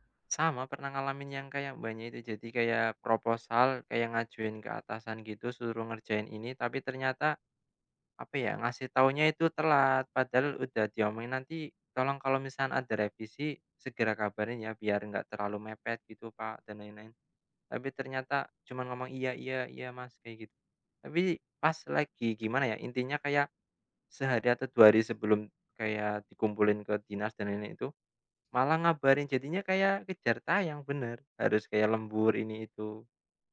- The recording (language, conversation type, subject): Indonesian, unstructured, Apa yang membuat rutinitas harian terasa membosankan bagi kamu?
- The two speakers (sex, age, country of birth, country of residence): female, 25-29, Indonesia, Thailand; male, 25-29, Indonesia, Indonesia
- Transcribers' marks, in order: none